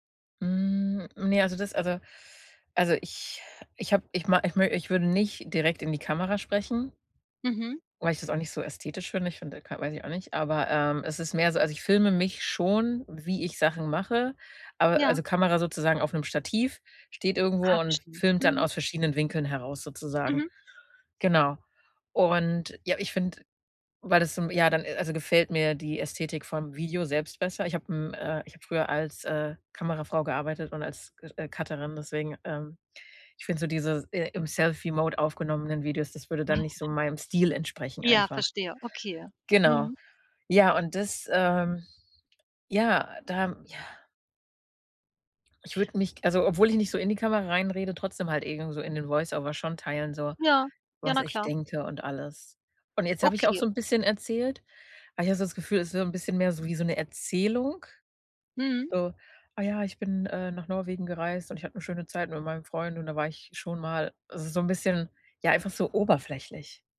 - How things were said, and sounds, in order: chuckle; other background noise; in English: "Voiceover"
- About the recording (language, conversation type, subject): German, advice, Wann fühlst du dich unsicher, deine Hobbys oder Interessen offen zu zeigen?